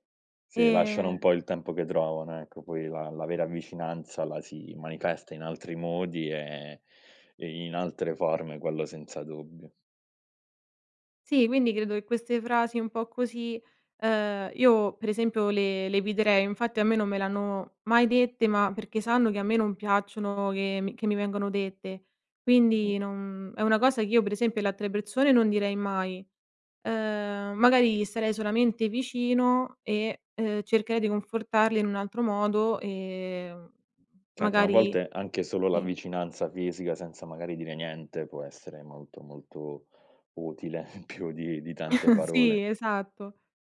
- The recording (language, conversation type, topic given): Italian, podcast, Cosa ti ha insegnato l’esperienza di affrontare una perdita importante?
- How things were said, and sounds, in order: tapping; "di" said as "de"; other background noise; chuckle